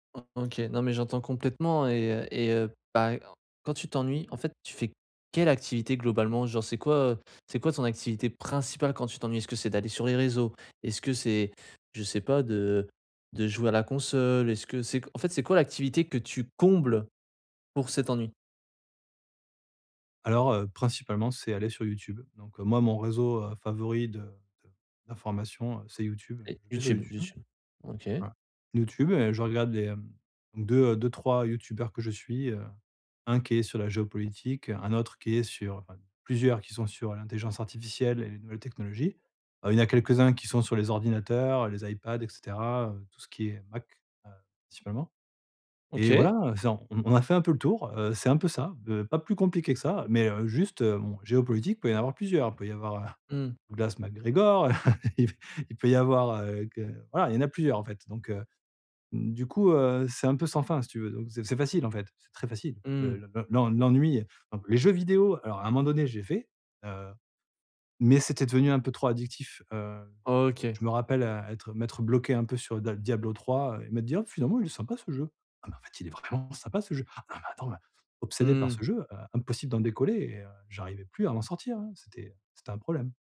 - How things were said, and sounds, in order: other background noise; stressed: "quelle"; stressed: "principale"; stressed: "combles"; "principalement" said as "cipalement"; chuckle; laugh; unintelligible speech; stressed: "mais"
- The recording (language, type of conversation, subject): French, advice, Comment apprendre à accepter l’ennui pour mieux me concentrer ?